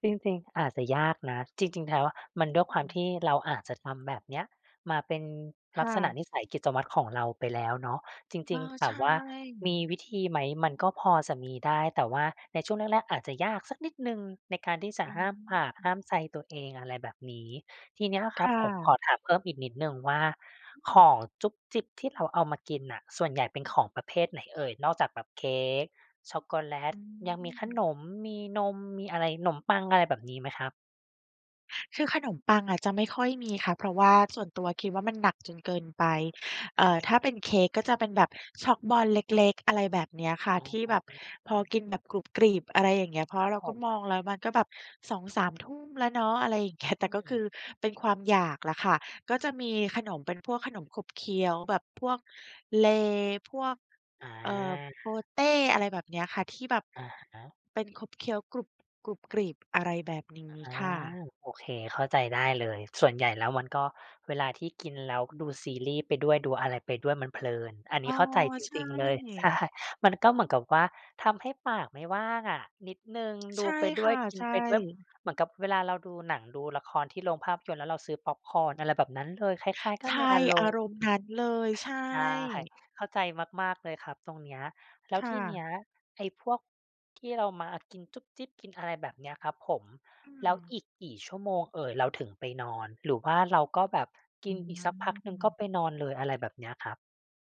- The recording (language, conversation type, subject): Thai, advice, ทำอย่างไรดีเมื่อพยายามกินอาหารเพื่อสุขภาพแต่ชอบกินจุกจิกตอนเย็น?
- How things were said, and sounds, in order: tapping; laughing while speaking: "เงี้ย"; laughing while speaking: "ใช่"; other background noise